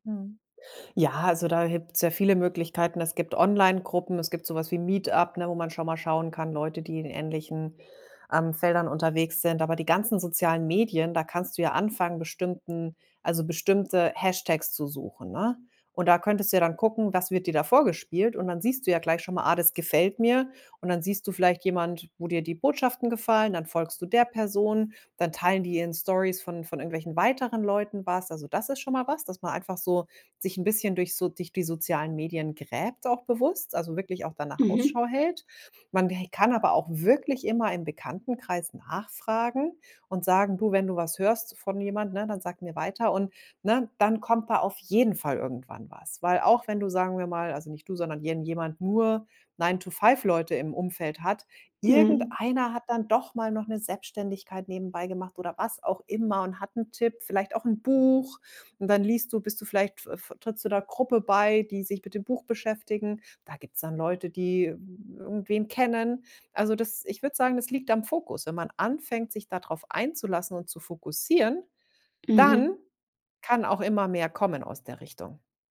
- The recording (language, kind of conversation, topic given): German, podcast, Welchen Rat würdest du Anfängerinnen und Anfängern geben, die gerade erst anfangen wollen?
- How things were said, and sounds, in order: stressed: "der"; stressed: "wirklich"; in English: "nine to five"; other noise; stressed: "dann"